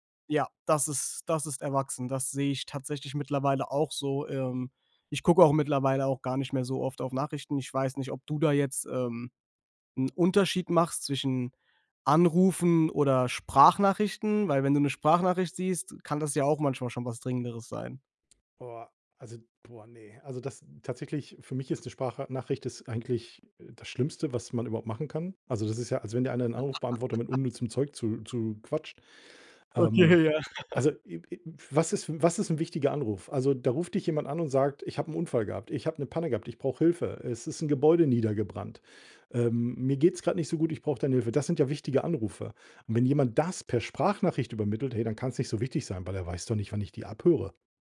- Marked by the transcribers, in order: laugh; laughing while speaking: "Okay, ja"; laugh; stressed: "das"
- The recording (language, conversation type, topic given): German, podcast, Wie gehst du im Alltag mit Smartphone-Sucht um?